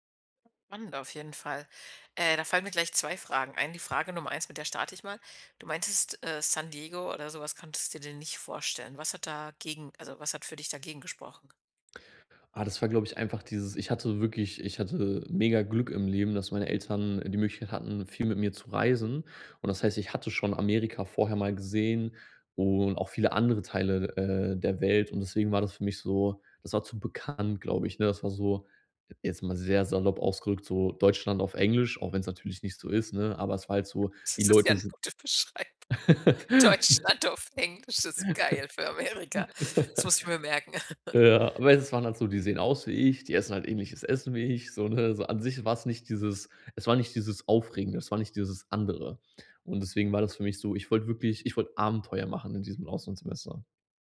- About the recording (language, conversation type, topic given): German, podcast, Was war deine bedeutendste Begegnung mit Einheimischen?
- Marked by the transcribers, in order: stressed: "sehr"; laughing while speaking: "Das ist ja 'ne gute … geil für Amerika"; laugh; laugh